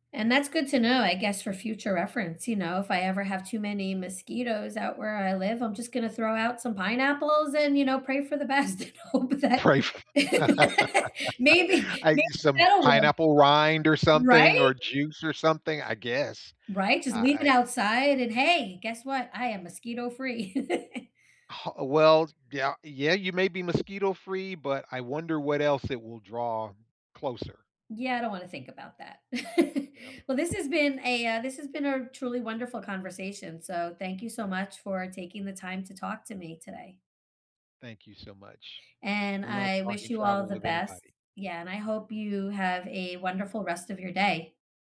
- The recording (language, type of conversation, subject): English, unstructured, What is the most surprising thing you have learned from traveling?
- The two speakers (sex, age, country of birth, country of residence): female, 50-54, United States, United States; male, 60-64, United States, United States
- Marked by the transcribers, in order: chuckle; laughing while speaking: "and hope that"; laugh; chuckle; chuckle; other background noise